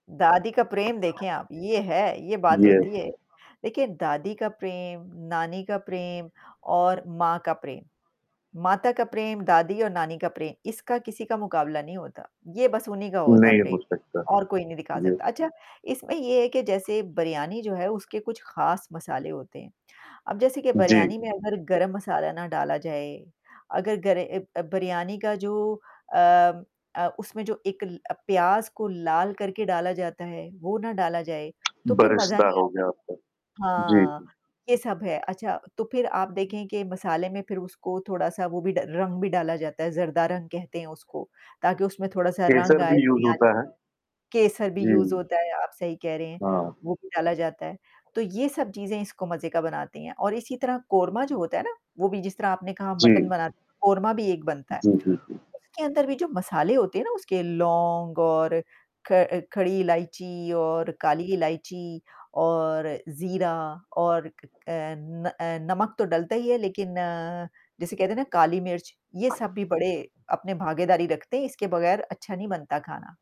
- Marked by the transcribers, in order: other background noise; static; in English: "येस"; distorted speech; tapping; in English: "यूज़"; in English: "यूज़"; tongue click
- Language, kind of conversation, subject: Hindi, unstructured, कौन से व्यंजन आपके लिए खास हैं और क्यों?